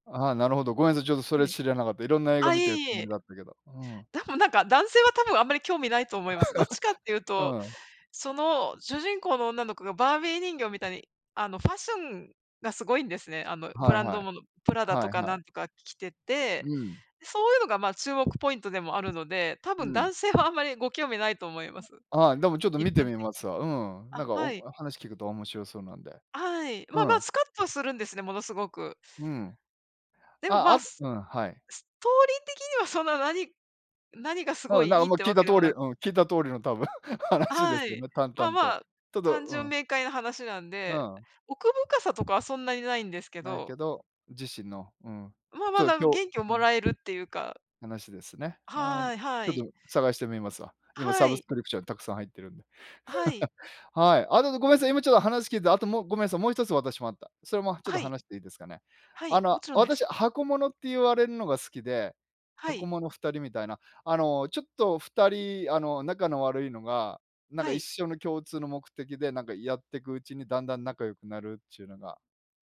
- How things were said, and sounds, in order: laugh; other background noise; chuckle; chuckle
- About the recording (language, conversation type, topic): Japanese, unstructured, 好きな映画のジャンルは何ですか？